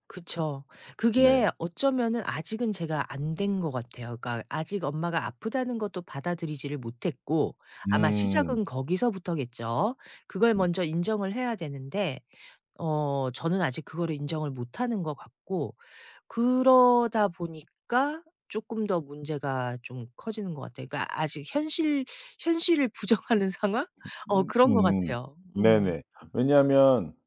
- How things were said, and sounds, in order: laughing while speaking: "부정하는 상황?"; other background noise
- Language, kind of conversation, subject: Korean, advice, 노부모 돌봄 책임을 어떻게 분담해야 가족 갈등을 줄일 수 있을까요?